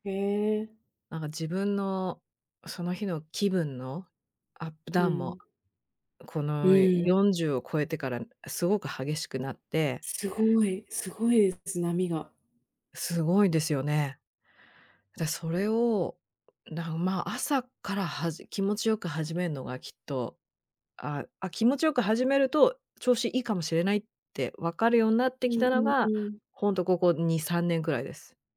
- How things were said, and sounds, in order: none
- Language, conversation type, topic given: Japanese, podcast, 毎朝のルーティンには、どんな工夫をしていますか？